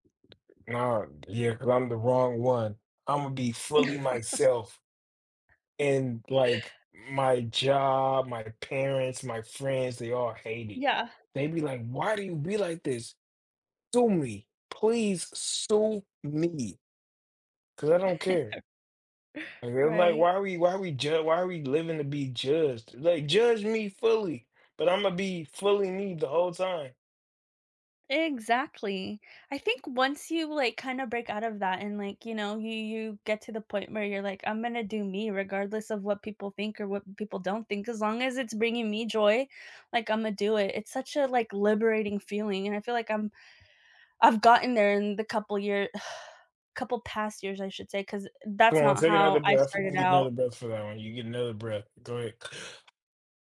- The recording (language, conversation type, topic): English, unstructured, What strategies help you maintain a healthy balance between alone time and social activities?
- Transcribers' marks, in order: tapping; chuckle; chuckle; other background noise; chuckle; sigh; breath